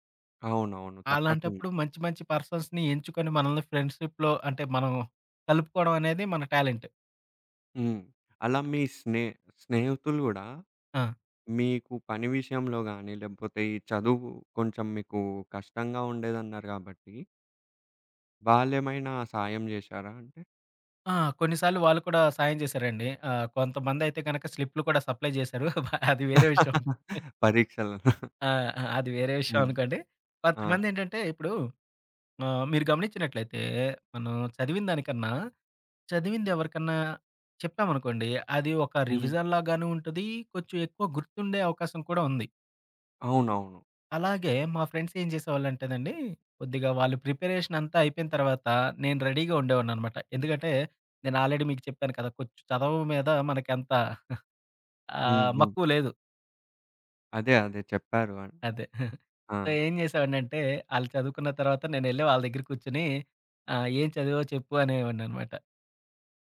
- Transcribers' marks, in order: in English: "పర్సన్స్‌ని"; in English: "ఫ్రెండ్‌షిప్‌లో"; in English: "టాలెంట్"; tapping; in English: "సప్లయ్"; laughing while speaking: "బ అది వేరే విషయం"; laughing while speaking: "పరీక్షలు"; in English: "రివిజన్‌లాగాను"; in English: "ఫ్రెండ్స్"; in English: "రెడీగా"; in English: "ఆల్రెడీ"; chuckle; chuckle; in English: "సో"
- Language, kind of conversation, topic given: Telugu, podcast, ఫ్లోలోకి మీరు సాధారణంగా ఎలా చేరుకుంటారు?